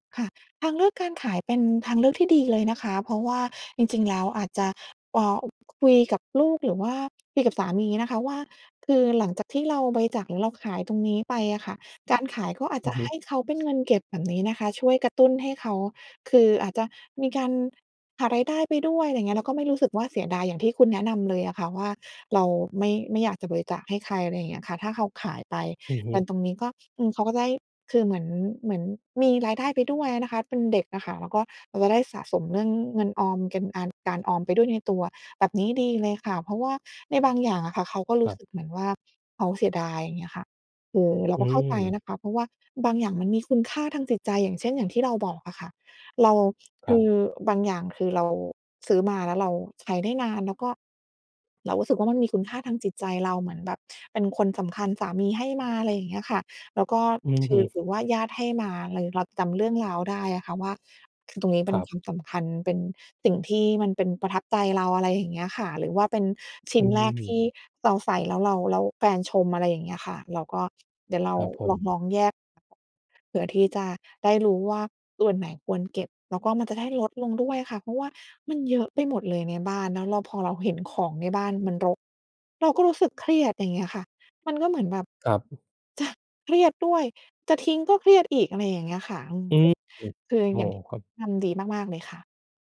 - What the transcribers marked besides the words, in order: other background noise; laughing while speaking: "จะ"
- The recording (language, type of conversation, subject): Thai, advice, อยากจัดบ้านให้ของน้อยลงแต่กลัวเสียดายเวลาต้องทิ้งของ ควรทำอย่างไร?